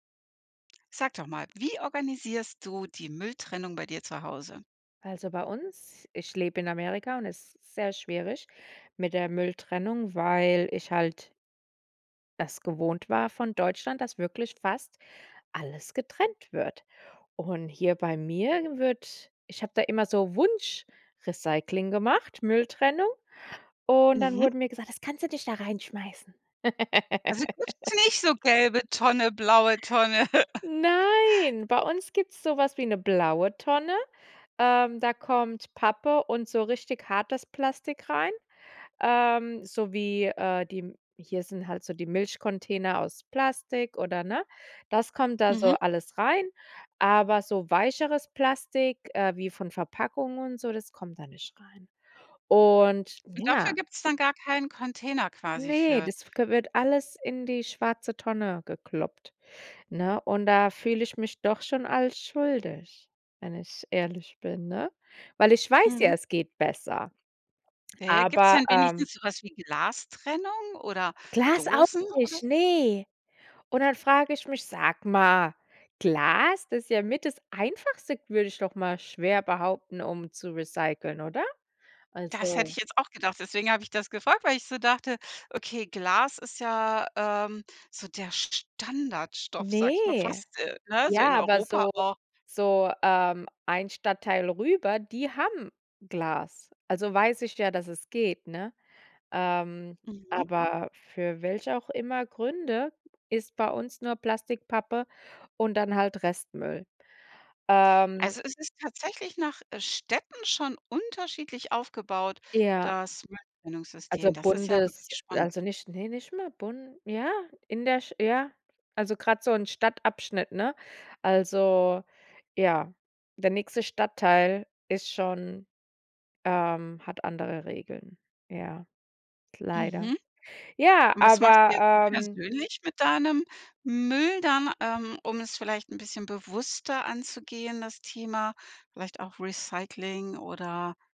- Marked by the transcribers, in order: put-on voice: "Das kannst du nicht da reinschmeißen"; laugh; chuckle; other background noise
- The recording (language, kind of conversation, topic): German, podcast, Wie organisierst du die Mülltrennung bei dir zu Hause?